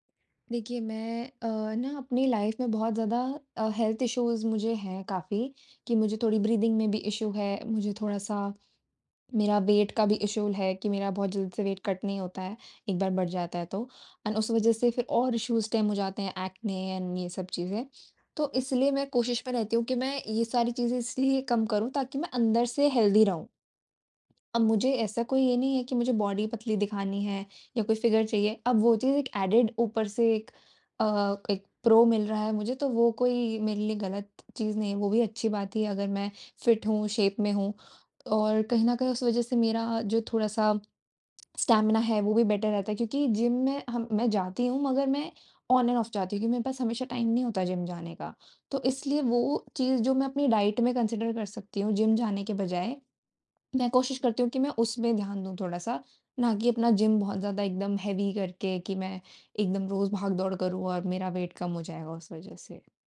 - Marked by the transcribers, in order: in English: "लाइफ़"; in English: "हेल्थ इश्यूज़"; in English: "ब्रीथिंग"; in English: "इश्यू"; in English: "वेट"; in English: "इश्यू"; in English: "वेट कट"; in English: "एंड"; in English: "इश्यूज़ स्टेम"; in English: "ऐक्ने एंड"; in English: "हेल्थी"; in English: "बॉडी"; tapping; in English: "एडेड"; in English: "प्रो"; in English: "फिट"; in English: "शेप"; in English: "स्टैमिना"; in English: "बेटर"; in English: "ऑन एंड ऑफ"; in English: "टाइम"; in English: "डाइट"; in English: "कंसीडर"; in English: "हेवी"; in English: "वेट"
- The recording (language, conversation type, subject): Hindi, advice, मैं स्वस्थ भोजन की आदत लगातार क्यों नहीं बना पा रहा/रही हूँ?